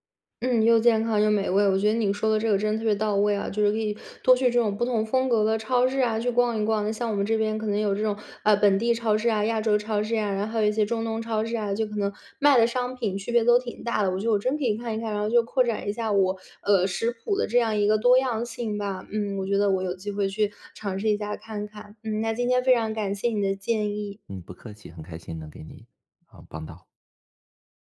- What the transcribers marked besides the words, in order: tapping
- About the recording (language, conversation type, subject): Chinese, advice, 你为什么总是难以养成健康的饮食习惯？